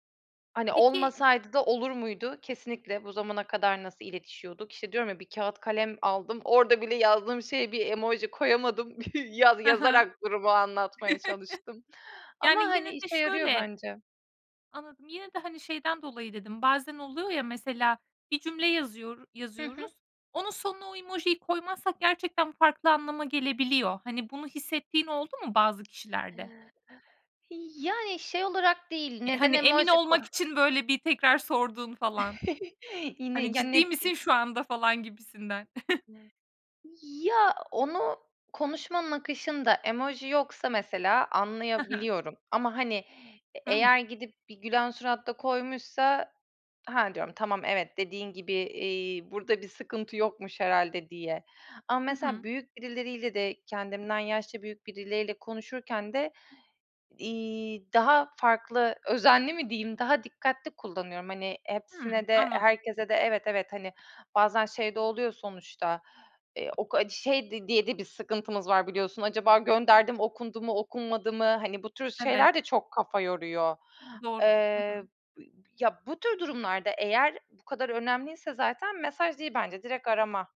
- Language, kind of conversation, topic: Turkish, podcast, Uzak mesafeden mesajlaşırken duygularını nasıl ifade edersin?
- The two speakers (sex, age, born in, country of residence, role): female, 25-29, Turkey, Estonia, host; female, 35-39, Turkey, Greece, guest
- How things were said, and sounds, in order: chuckle; other background noise; tsk; chuckle; chuckle; unintelligible speech